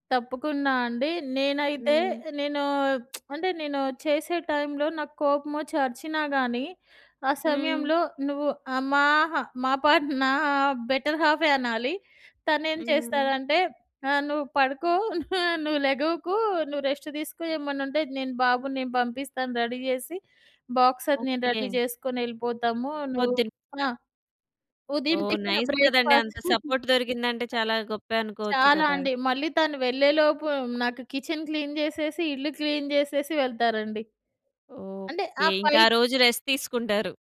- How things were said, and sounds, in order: lip smack; in English: "బెటర్"; in English: "రెస్ట్"; in English: "రెడీ"; in English: "బాక్స్"; in English: "రెడీ"; other background noise; in English: "నైస్"; in English: "బ్రేక్‌ఫాస్ట్"; in English: "సపోర్ట్"; other noise; in English: "కిచెన్ క్లీన్"; in English: "క్లీన్"; in English: "ఫైట్"; in English: "రెస్ట్"
- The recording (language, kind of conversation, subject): Telugu, podcast, పనిలో ఒకే పని చేస్తున్నప్పుడు ఉత్సాహంగా ఉండేందుకు మీకు ఉపయోగపడే చిట్కాలు ఏమిటి?